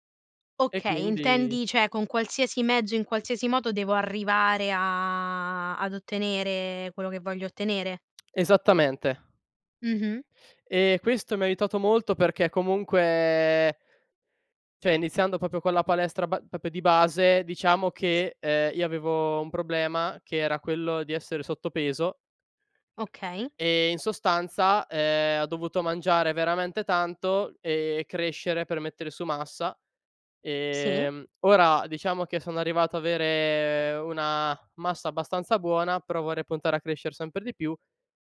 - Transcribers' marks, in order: "cioè" said as "ceh"; drawn out: "a"; tsk; "cioè" said as "ceh"; "proprio" said as "popio"; "proprio" said as "popio"; tapping
- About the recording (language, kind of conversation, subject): Italian, podcast, Come mantieni la motivazione nel lungo periodo?